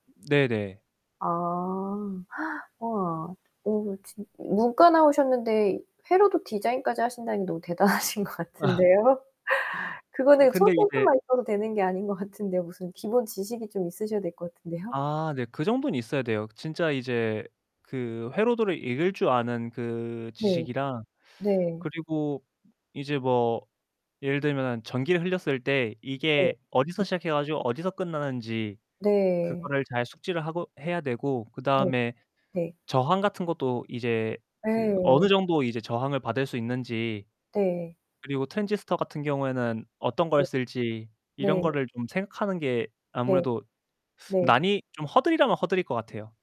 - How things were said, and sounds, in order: other background noise; static; gasp; laughing while speaking: "대단하신 것 같은데요"; distorted speech; laughing while speaking: "아"
- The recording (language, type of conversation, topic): Korean, podcast, 취미를 어떻게 시작하게 되셨나요?